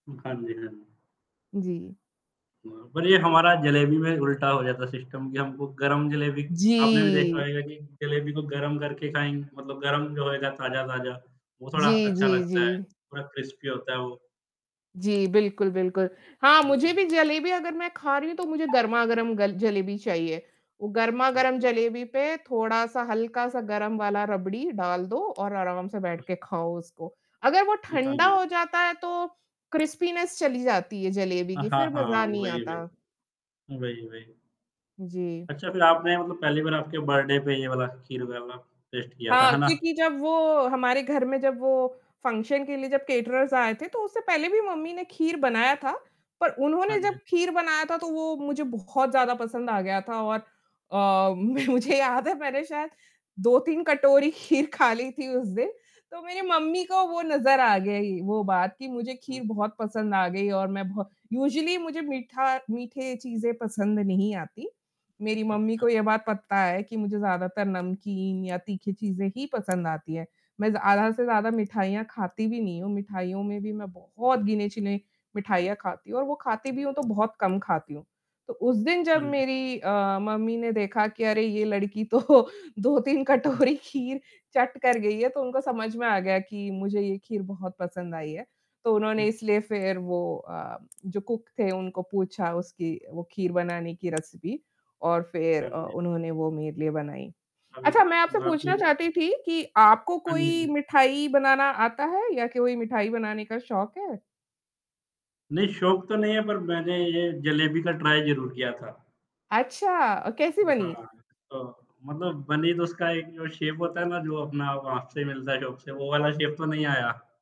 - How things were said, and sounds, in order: static; in English: "सिस्टम"; in English: "क्रिस्पी"; distorted speech; alarm; in English: "क्रिस्पीनेस"; in English: "बर्थडे"; in English: "टेस्ट"; in English: "फंक्शन"; in English: "कैटरर्स"; laughing while speaking: "मैं मुझे"; laughing while speaking: "खीर"; in English: "यूज़ुअली"; laughing while speaking: "तो दो तीन कटोरी खीर"; in English: "कुक"; in English: "रेसिपी"; in English: "ट्राई"; in English: "शेप"; in English: "शॉप"; in English: "शेप"
- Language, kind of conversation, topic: Hindi, unstructured, आपके लिए सबसे यादगार मिठाई खाने का अनुभव कौन सा रहा है?
- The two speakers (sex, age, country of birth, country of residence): female, 35-39, India, India; male, 20-24, India, India